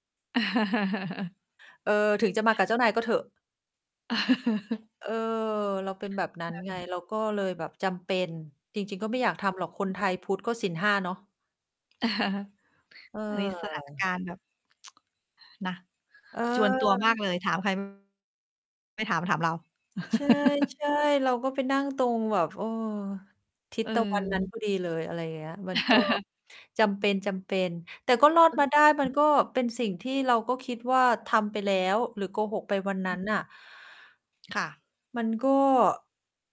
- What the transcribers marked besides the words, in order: laugh; laugh; distorted speech; unintelligible speech; chuckle; tsk; laugh; laugh; unintelligible speech; other background noise
- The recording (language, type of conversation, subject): Thai, unstructured, คุณคิดอย่างไรกับการโกหกเพื่อปกป้องความรู้สึกของคนอื่น?